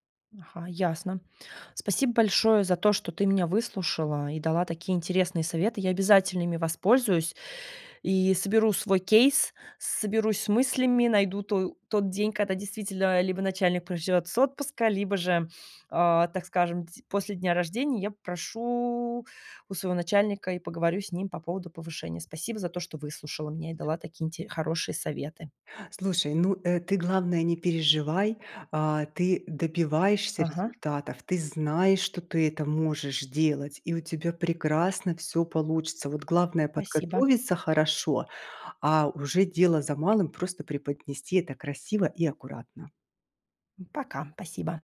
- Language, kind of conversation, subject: Russian, advice, Как попросить у начальника повышения?
- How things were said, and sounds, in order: other background noise